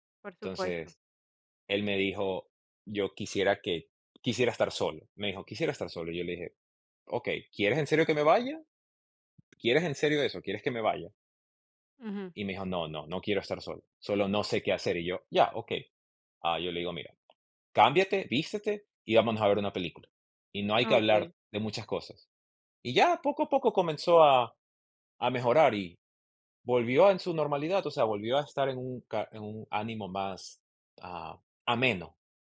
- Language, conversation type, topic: Spanish, podcast, ¿Cómo apoyar a alguien que se siente solo?
- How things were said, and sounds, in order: none